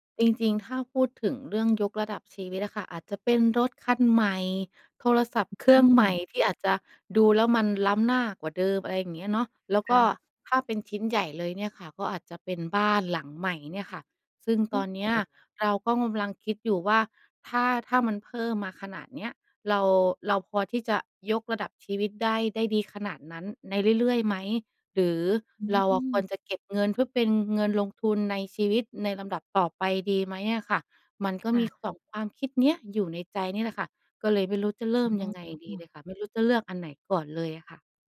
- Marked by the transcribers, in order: other noise; tapping; other background noise
- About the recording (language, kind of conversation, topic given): Thai, advice, ได้ขึ้นเงินเดือนแล้ว ควรยกระดับชีวิตหรือเพิ่มเงินออมดี?